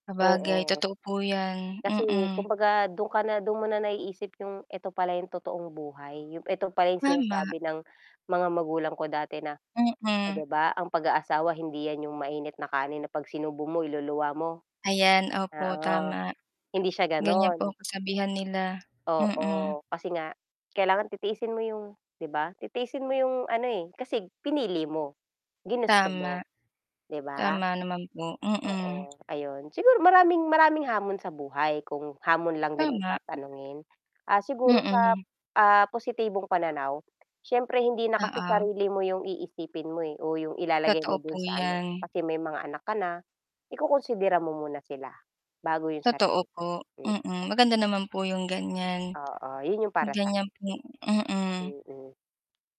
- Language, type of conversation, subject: Filipino, unstructured, Paano mo hinaharap ang mga hamon sa buhay, ano ang natututuhan mo mula sa iyong mga pagkakamali, at paano mo pinananatili ang positibong pananaw?
- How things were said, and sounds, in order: static; other background noise; tapping